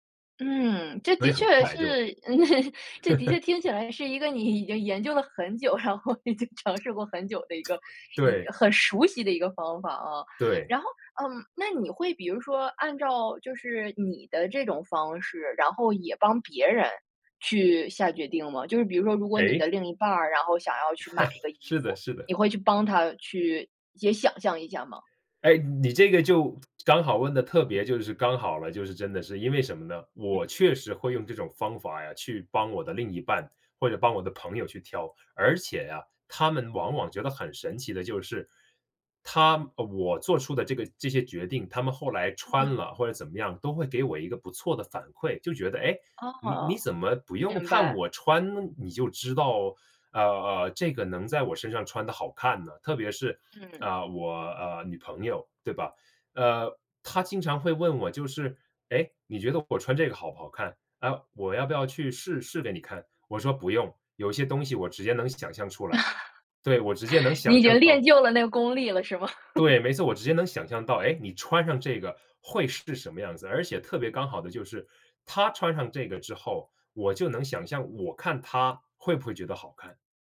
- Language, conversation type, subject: Chinese, podcast, 选项太多时，你一般怎么快速做决定？
- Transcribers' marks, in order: laugh; laughing while speaking: "这的确听起来也是一个 … 的一个方法啊"; laugh; other background noise; other noise; laugh; joyful: "是的，是的"; laugh; laughing while speaking: "你已经练就了那个功力了，是吗？"; laugh